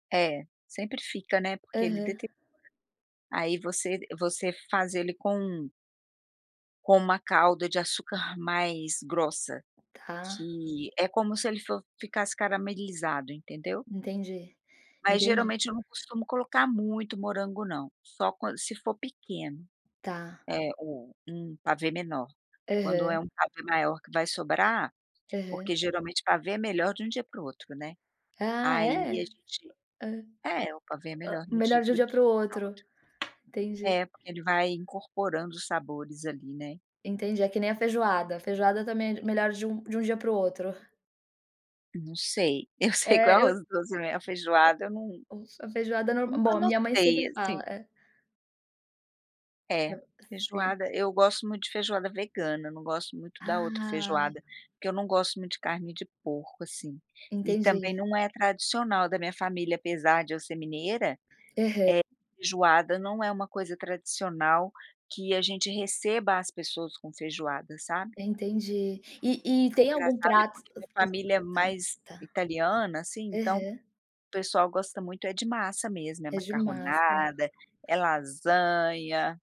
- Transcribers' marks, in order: tapping; unintelligible speech
- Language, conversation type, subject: Portuguese, podcast, Qual prato nunca falta nas suas comemorações em família?